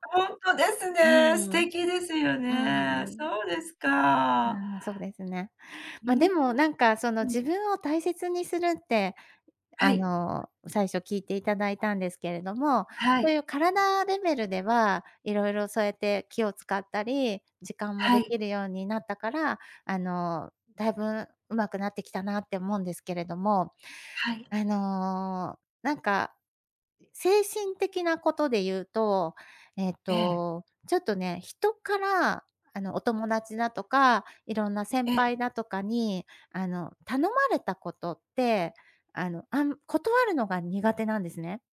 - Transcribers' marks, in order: none
- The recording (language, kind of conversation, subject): Japanese, podcast, 自分を大切にするために、具体的にどんなことをしていますか？